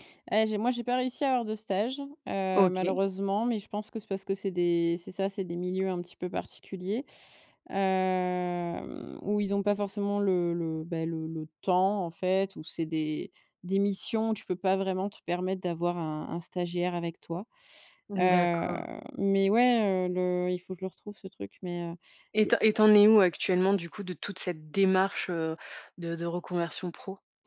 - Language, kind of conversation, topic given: French, podcast, Comment peut-on tester une idée de reconversion sans tout quitter ?
- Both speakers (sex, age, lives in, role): female, 25-29, France, host; female, 30-34, France, guest
- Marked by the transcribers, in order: drawn out: "hem"; stressed: "démarche"